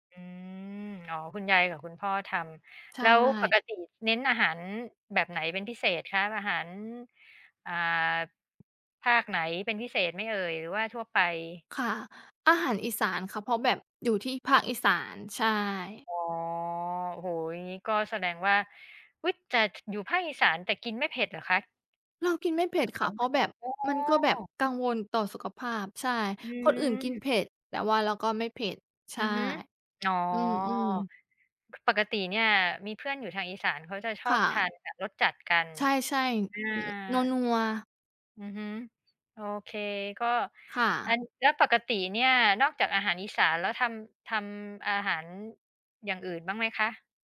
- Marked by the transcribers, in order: unintelligible speech
- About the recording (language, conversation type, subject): Thai, unstructured, คุณเคยลองทำอาหารตามสูตรใหม่ๆ บ้างไหม แล้วผลลัพธ์เป็นอย่างไร?